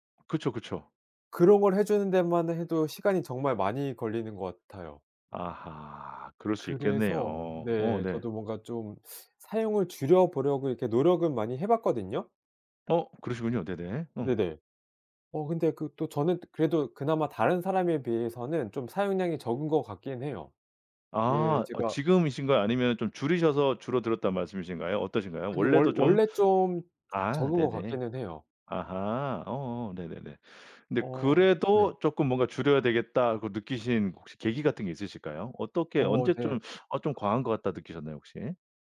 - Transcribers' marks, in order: none
- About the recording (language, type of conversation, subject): Korean, podcast, 디지털 디톡스는 어떻게 하세요?